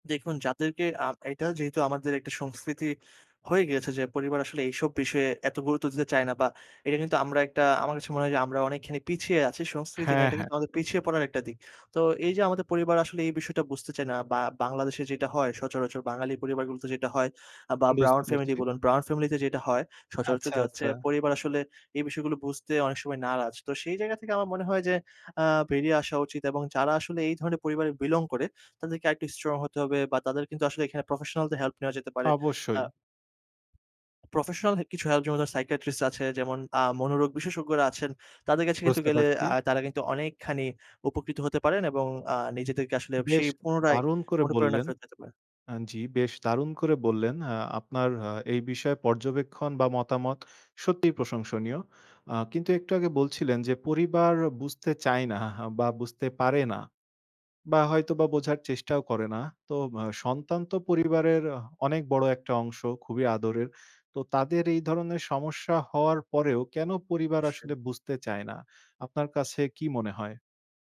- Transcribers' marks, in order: other background noise; tapping
- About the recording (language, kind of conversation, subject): Bengali, podcast, অনুপ্রেরণা কম থাকলে আপনি কী করেন?
- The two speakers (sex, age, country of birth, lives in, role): male, 25-29, Bangladesh, Bangladesh, host; male, 50-54, Bangladesh, Bangladesh, guest